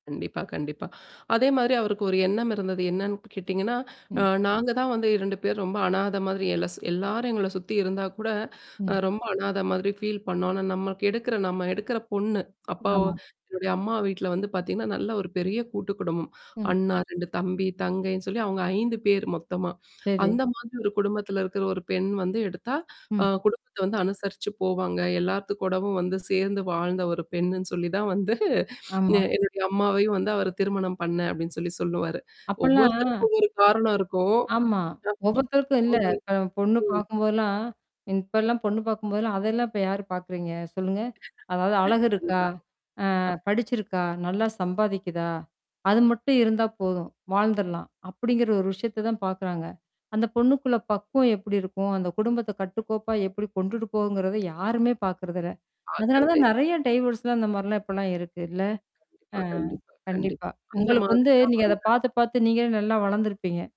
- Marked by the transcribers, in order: other background noise; in English: "ஃபீல்"; distorted speech; drawn out: "வந்து"; chuckle; mechanical hum; unintelligible speech; static; chuckle; other noise; in English: "டைவேர்ஸ்லாம்"
- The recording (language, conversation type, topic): Tamil, podcast, பிள்ளைகளுக்கு மரபுகளை கற்றுக் கொடுக்கும்போது உங்களுக்கு எந்த முறை சிறப்பாகப் பயன்பட்டது?
- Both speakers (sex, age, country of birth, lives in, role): female, 35-39, India, India, guest; female, 35-39, India, India, host